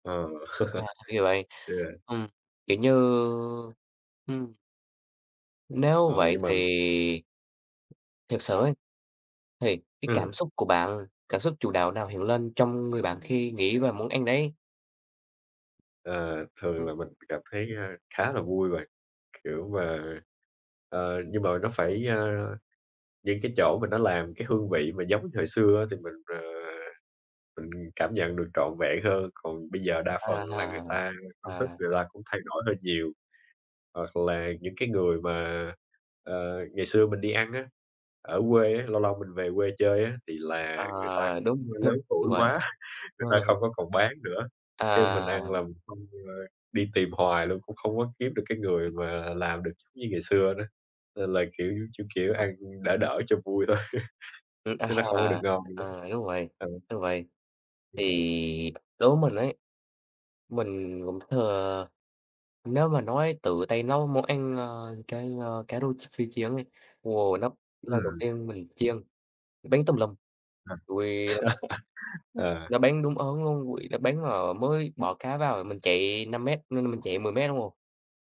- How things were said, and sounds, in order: laugh; unintelligible speech; other background noise; tapping; laugh; laughing while speaking: "quá"; unintelligible speech; laughing while speaking: "thôi"; laughing while speaking: "à"; laugh; unintelligible speech
- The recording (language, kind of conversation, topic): Vietnamese, unstructured, Món ăn nào khiến bạn nhớ về tuổi thơ nhất?